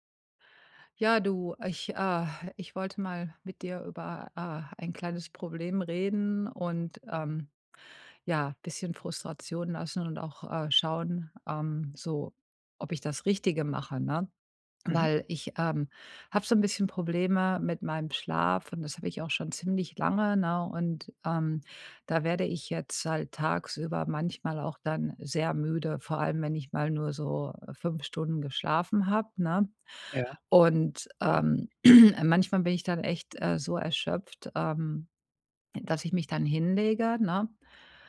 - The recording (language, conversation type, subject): German, advice, Wie kann ich Nickerchen nutzen, um wacher zu bleiben?
- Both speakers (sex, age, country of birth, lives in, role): female, 50-54, Germany, United States, user; male, 40-44, Germany, United States, advisor
- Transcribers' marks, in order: throat clearing